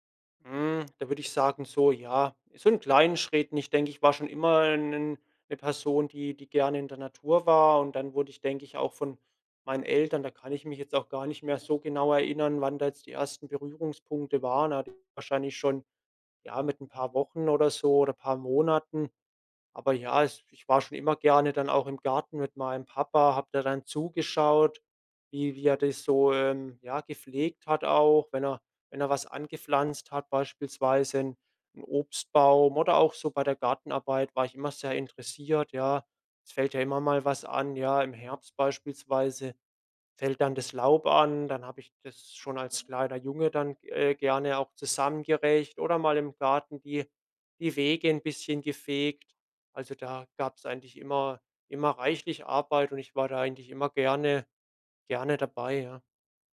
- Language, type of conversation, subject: German, podcast, Was kann uns ein Garten über Verantwortung beibringen?
- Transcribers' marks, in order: other animal sound